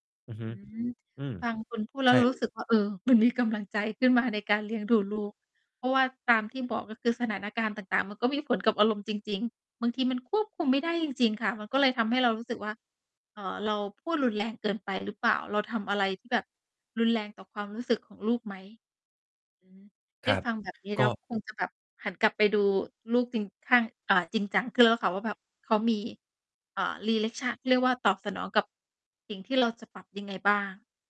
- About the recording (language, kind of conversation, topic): Thai, advice, คุณควบคุมอารมณ์ตัวเองได้อย่างไรเมื่อลูกหรือคนในครอบครัวงอแง?
- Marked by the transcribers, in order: distorted speech